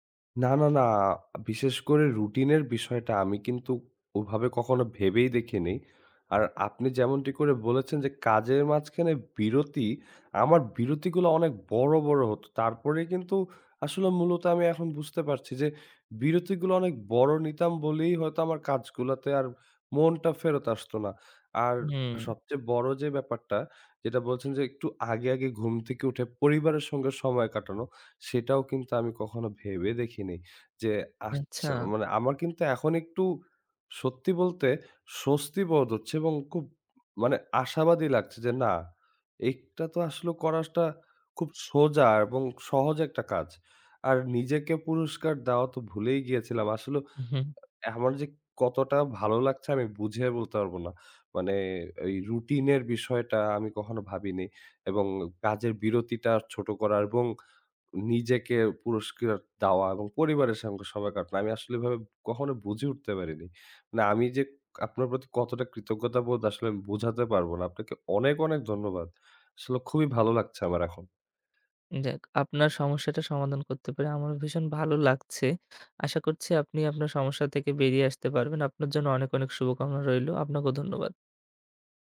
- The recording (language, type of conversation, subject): Bengali, advice, আধ-সম্পন্ন কাজগুলো জমে থাকে, শেষ করার সময়ই পাই না
- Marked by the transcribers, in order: "এটা" said as "এইক্টা"